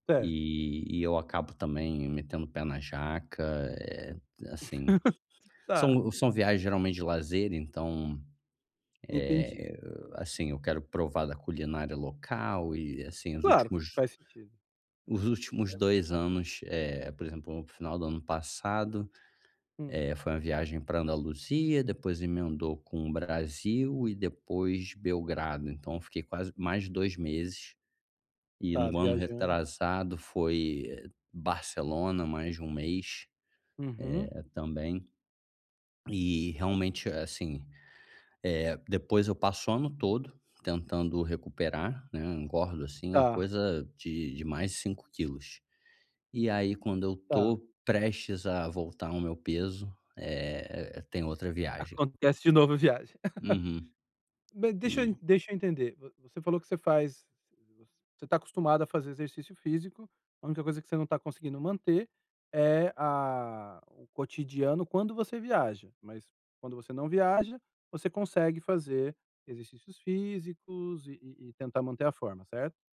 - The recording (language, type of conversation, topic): Portuguese, advice, Como retomar o progresso após um deslize momentâneo?
- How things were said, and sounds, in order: laugh; other noise; laugh; tapping